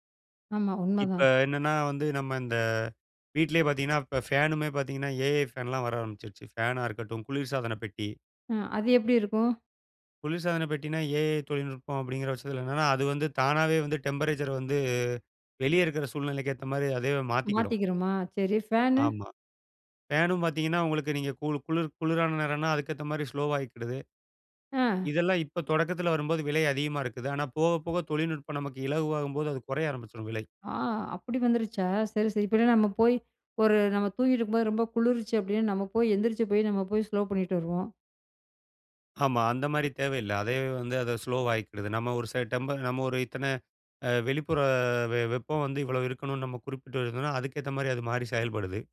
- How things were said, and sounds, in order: surprised: "ஆ! அப்படி வந்துருச்சா! சரி, சரி"
- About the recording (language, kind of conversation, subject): Tamil, podcast, எதிர்காலத்தில் செயற்கை நுண்ணறிவு நம் வாழ்க்கையை எப்படிப் மாற்றும்?